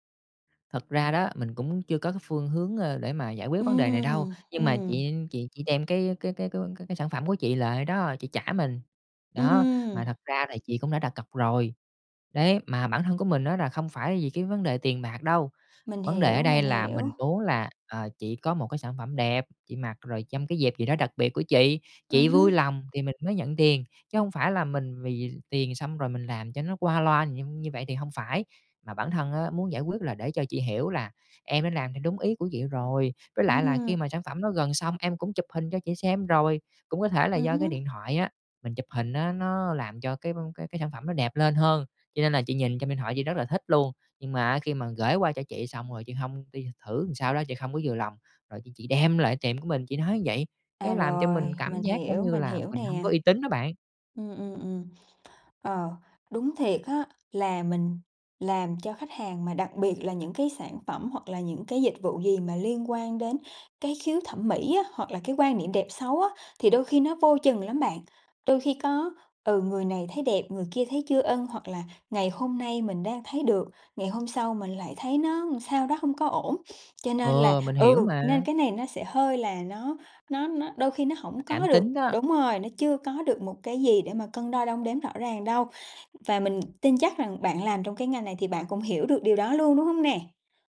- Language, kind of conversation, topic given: Vietnamese, advice, Bạn đã nhận phản hồi gay gắt từ khách hàng như thế nào?
- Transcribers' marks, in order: tapping; other background noise; "làm" said as "ừn"